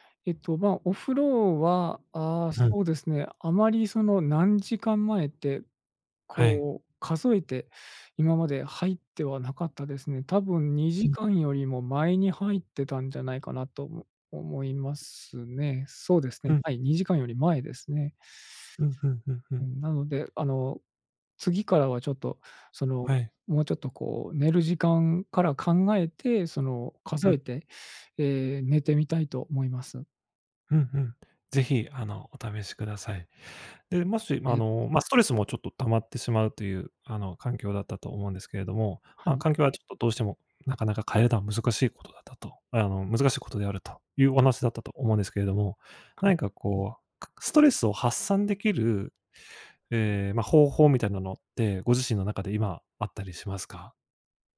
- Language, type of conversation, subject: Japanese, advice, 夜なかなか寝つけず毎晩寝不足で困っていますが、どうすれば改善できますか？
- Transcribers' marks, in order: tapping